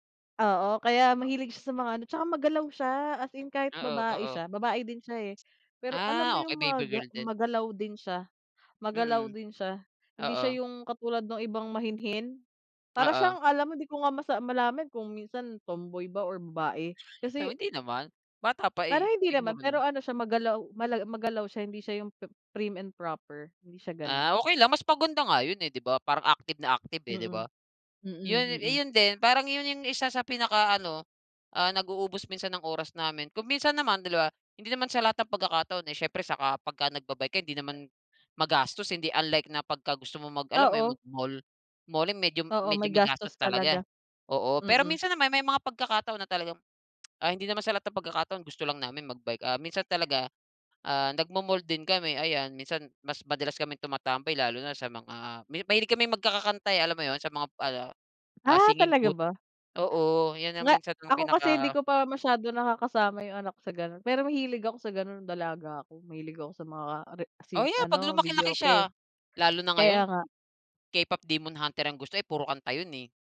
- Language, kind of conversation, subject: Filipino, unstructured, Anong libangan ang pinakagusto mong gawin kapag may libre kang oras?
- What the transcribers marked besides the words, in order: in English: "prim and proper"; tsk